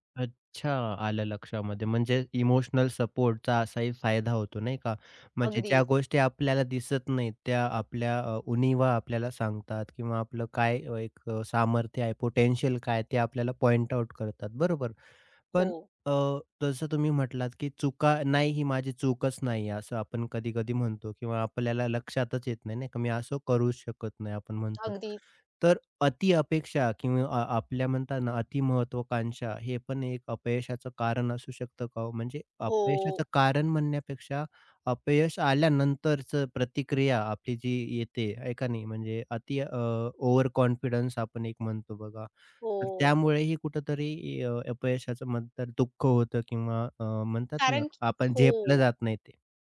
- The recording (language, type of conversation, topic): Marathi, podcast, अपयशानंतर पुन्हा प्रयत्न करायला कसं वाटतं?
- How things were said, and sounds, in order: other background noise; in English: "पोटेन्शियल"; in English: "पॉइंट आउट"; tapping; in English: "ओव्हर कॉन्फिडन्स"